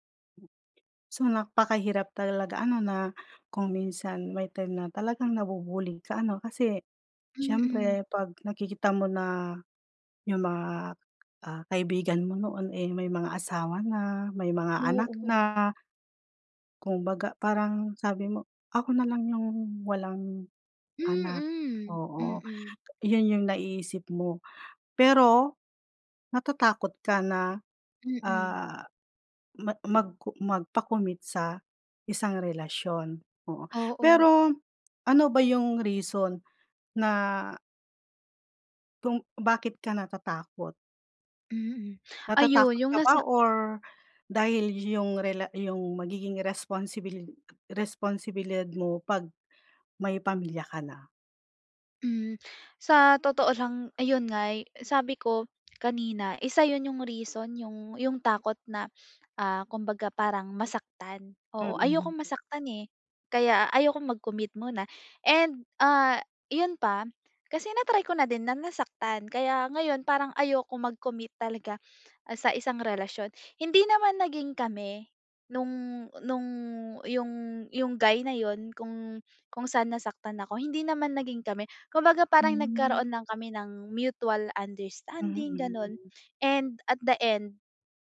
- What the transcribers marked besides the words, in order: other background noise; in English: "mutual understanding"
- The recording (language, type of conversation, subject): Filipino, advice, Bakit ako natatakot pumasok sa seryosong relasyon at tumupad sa mga pangako at obligasyon?